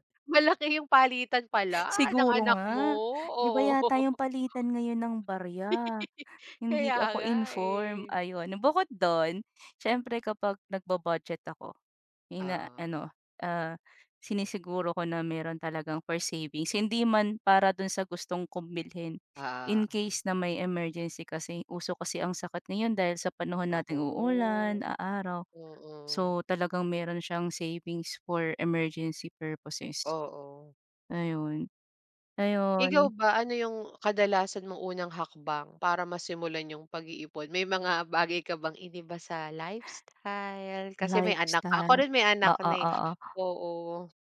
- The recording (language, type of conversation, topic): Filipino, unstructured, Paano ka nagsisimulang mag-ipon ng pera, at ano ang pinakaepektibong paraan para magbadyet?
- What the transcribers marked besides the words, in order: laughing while speaking: "oo"; giggle; tapping; drawn out: "Naku"; other background noise; in English: "savings for emergency purposes"